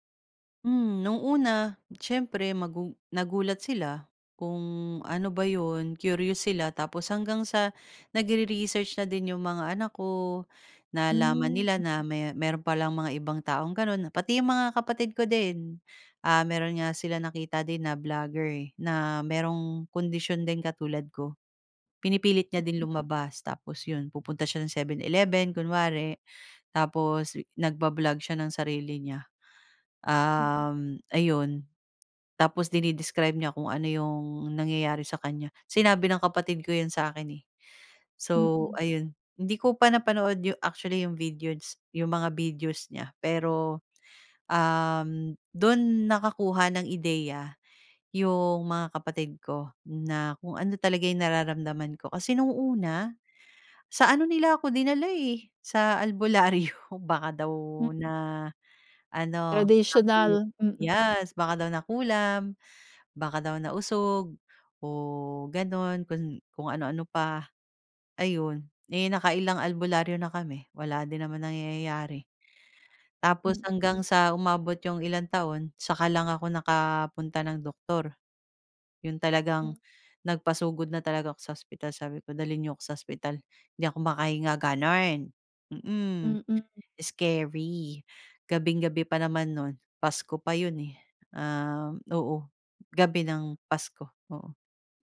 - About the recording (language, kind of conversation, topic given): Filipino, podcast, Ano ang pinakamalaking pagbabago na hinarap mo sa buhay mo?
- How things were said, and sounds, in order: tapping; laughing while speaking: "albularyo"; other background noise